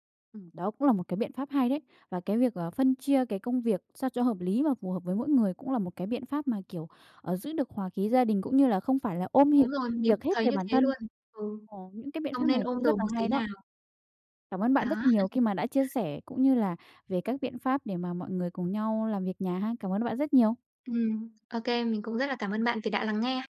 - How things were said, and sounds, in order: "việc" said as "hiệc"; other background noise; chuckle
- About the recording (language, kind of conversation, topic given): Vietnamese, podcast, Bạn và người thân chia việc nhà ra sao?